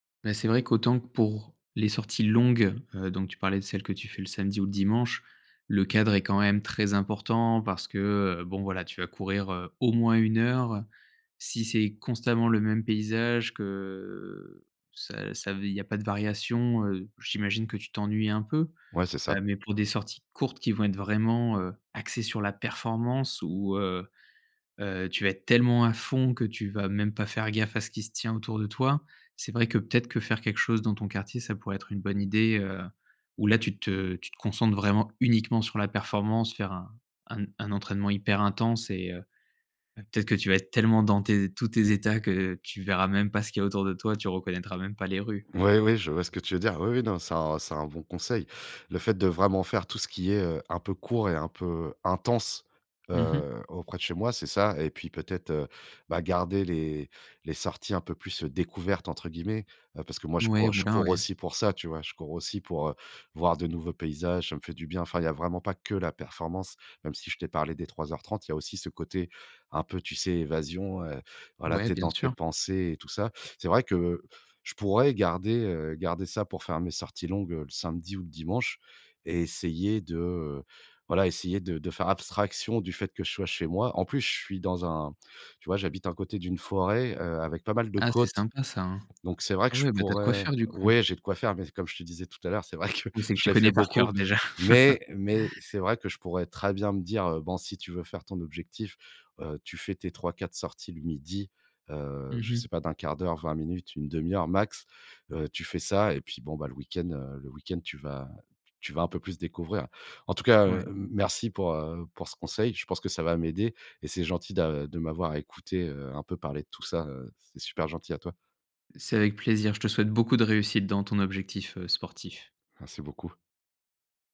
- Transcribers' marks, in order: stressed: "uniquement"; chuckle
- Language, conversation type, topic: French, advice, Comment puis-je mettre en place et tenir une routine d’exercice régulière ?
- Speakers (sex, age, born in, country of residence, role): male, 30-34, France, France, advisor; male, 35-39, France, France, user